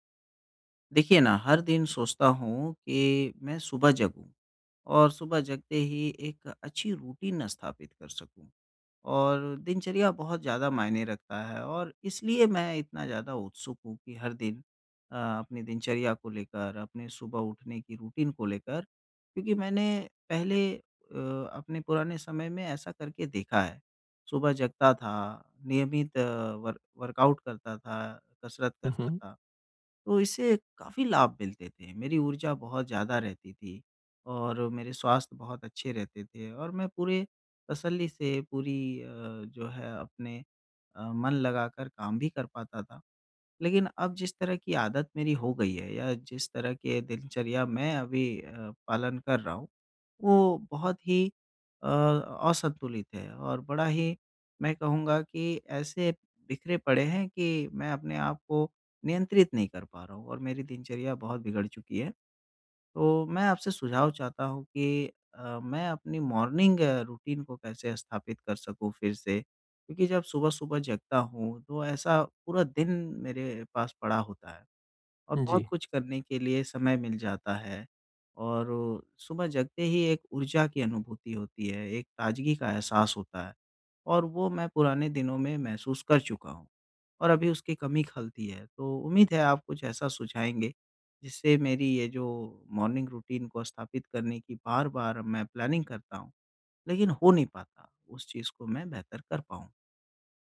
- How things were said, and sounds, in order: in English: "रूटीन"; in English: "रूटीन"; in English: "वर्क वर्काउट"; other background noise; in English: "मॉर्निंग रूटीन"; tapping; in English: "मॉर्निंग रूटीन"; in English: "प्लैनिंग"
- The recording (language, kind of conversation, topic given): Hindi, advice, नियमित सुबह की दिनचर्या कैसे स्थापित करें?